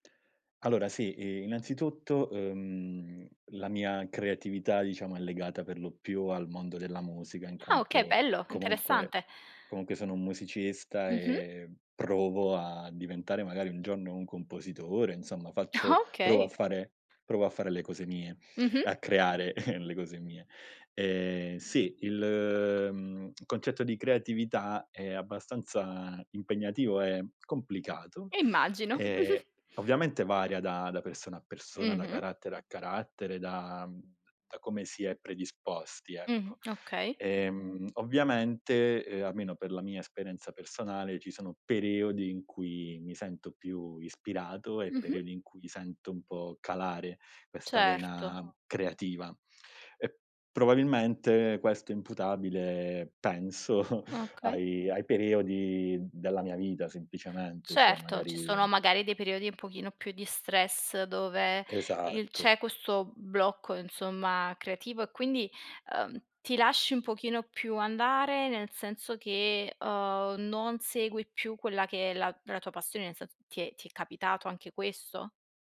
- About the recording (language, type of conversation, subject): Italian, podcast, Qual è il tuo metodo per superare il blocco creativo?
- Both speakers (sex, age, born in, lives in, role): female, 25-29, Italy, Italy, host; male, 30-34, Italy, Italy, guest
- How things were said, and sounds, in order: chuckle; chuckle; giggle; chuckle